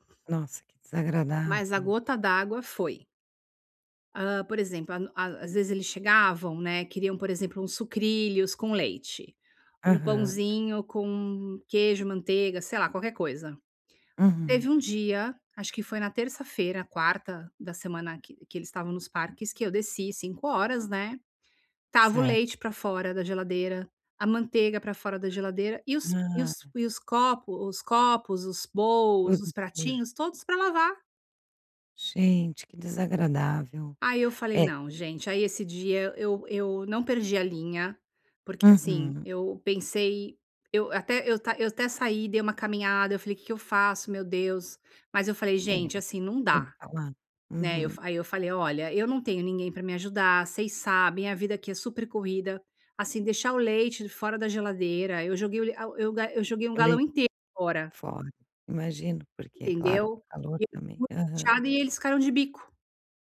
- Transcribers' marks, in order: unintelligible speech
- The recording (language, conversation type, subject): Portuguese, advice, Como posso estabelecer limites pessoais sem me sentir culpado?